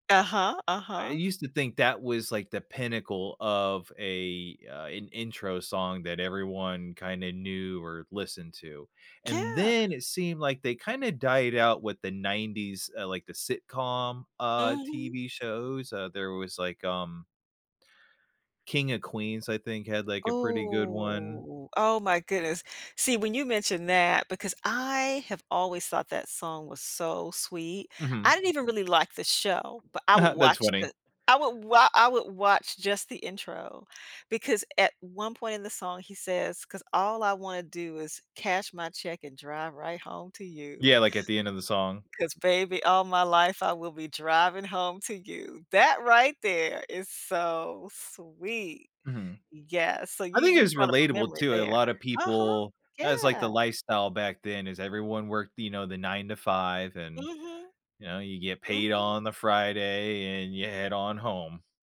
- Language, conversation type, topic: English, unstructured, How should I feel about a song after it's used in media?
- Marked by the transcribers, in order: stressed: "then"; drawn out: "Ooh"; chuckle; stressed: "sweet"; other background noise